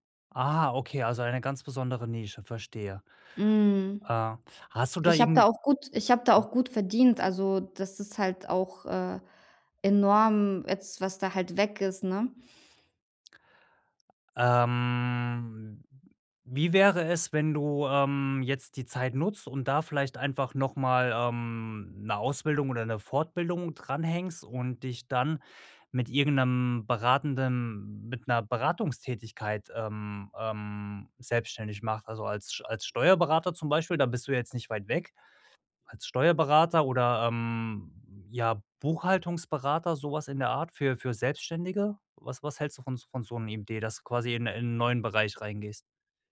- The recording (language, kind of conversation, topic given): German, advice, Wie kann ich nach Rückschlägen schneller wieder aufstehen und weitermachen?
- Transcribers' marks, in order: drawn out: "Ähm"; other background noise